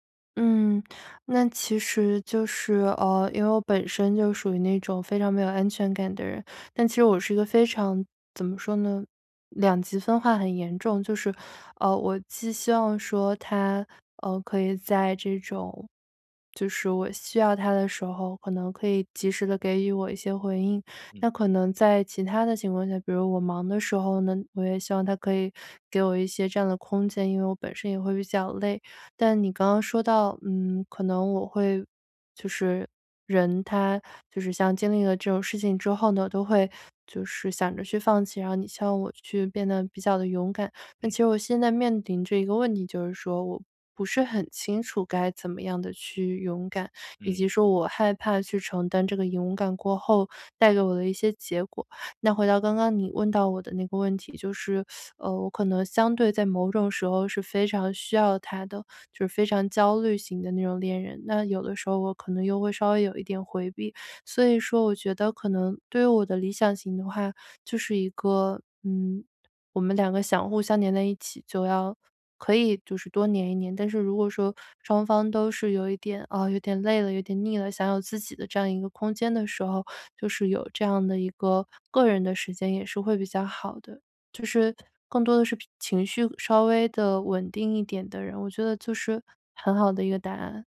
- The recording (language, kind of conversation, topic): Chinese, advice, 我害怕再次受傷，該怎麼勇敢開始新的戀情？
- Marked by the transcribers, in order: tapping; teeth sucking